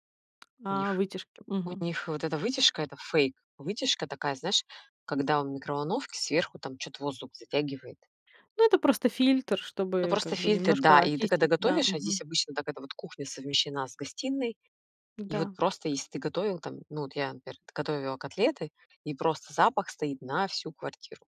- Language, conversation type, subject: Russian, podcast, Как миграция изменила быт и традиции в твоей семье?
- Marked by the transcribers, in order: tapping; other background noise